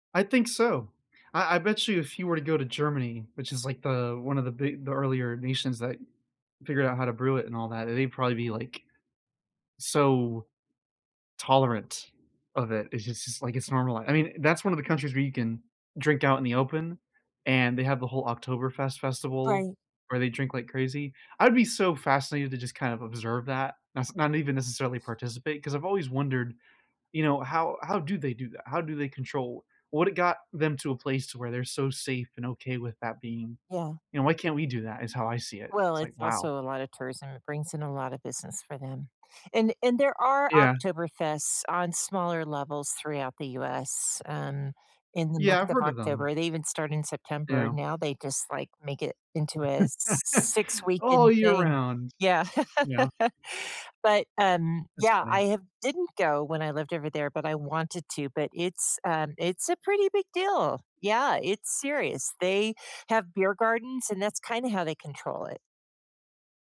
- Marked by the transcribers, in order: other background noise; chuckle; laughing while speaking: "Yeah"
- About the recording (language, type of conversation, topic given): English, unstructured, What historical event inspires you most?